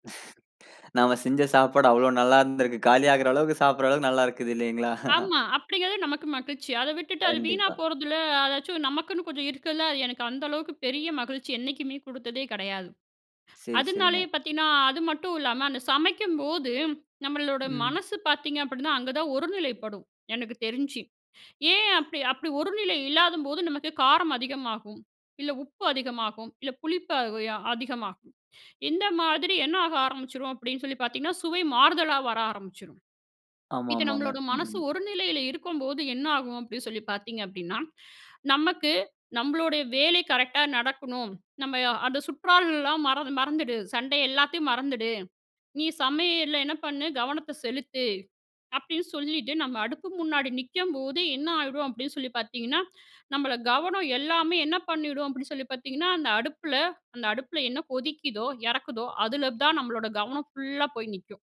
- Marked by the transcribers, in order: laugh; laughing while speaking: "நாம செஞ்ச சாப்பாடு அவ்வளவு நல்லா இருந்திருக்கு. காலியாகுற அளவுக்கு சாப்பிடுற அளவுக்கு நல்லாருக்குது இல்லைங்களா?"; chuckle
- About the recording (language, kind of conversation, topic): Tamil, podcast, சமையல் செய்யும் போது உங்களுக்குத் தனி மகிழ்ச்சி ஏற்படுவதற்குக் காரணம் என்ன?